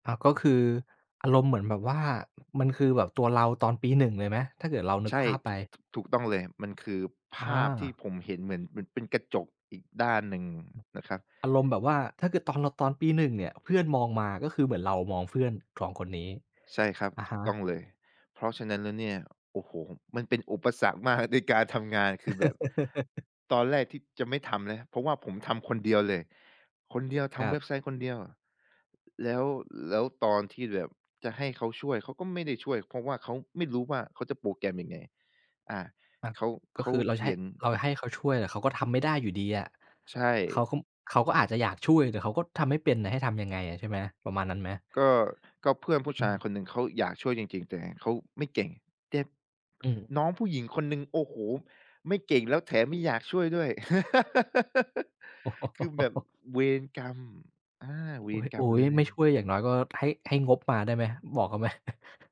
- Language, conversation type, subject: Thai, podcast, คุณมีวิธีไหนที่ช่วยให้ลุกขึ้นได้อีกครั้งหลังจากล้มบ้าง?
- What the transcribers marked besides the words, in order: other noise; chuckle; chuckle; laugh; tapping; chuckle